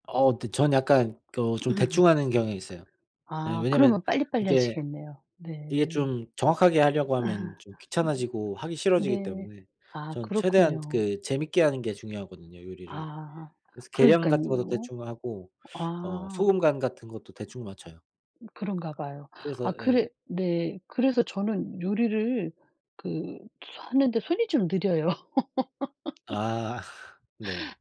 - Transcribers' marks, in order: other background noise; laugh; laugh; unintelligible speech; laugh
- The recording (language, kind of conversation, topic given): Korean, unstructured, 하루 중 가장 행복한 순간은 언제인가요?
- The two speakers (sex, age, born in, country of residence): female, 60-64, South Korea, South Korea; male, 30-34, South Korea, Germany